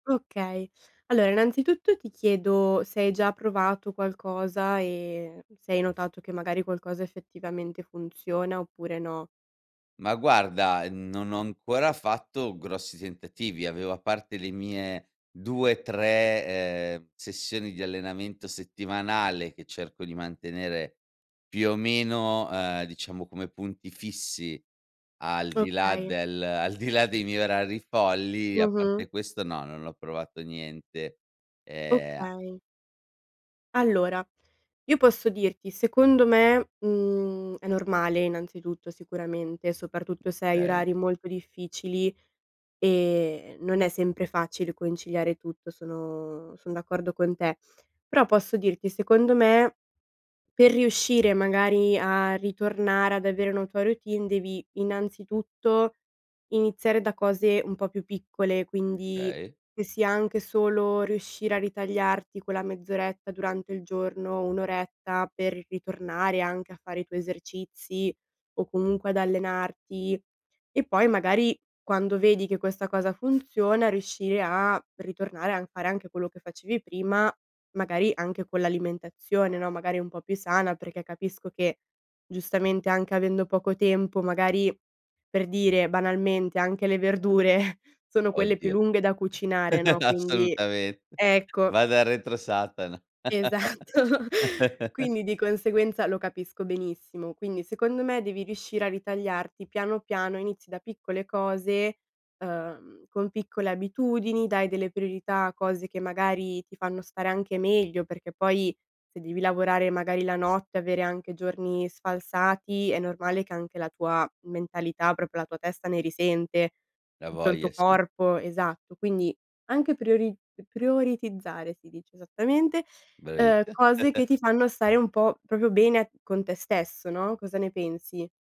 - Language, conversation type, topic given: Italian, advice, Quali difficoltà incontri nel mantenere abitudini sane durante i viaggi o quando lavori fuori casa?
- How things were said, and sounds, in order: laughing while speaking: "di"; "Okay" said as "kay"; "Okay" said as "kay"; chuckle; laughing while speaking: "Esatto"; laugh; "proprio" said as "propio"; "Bravissima" said as "bravissa"; chuckle; "proprio" said as "propio"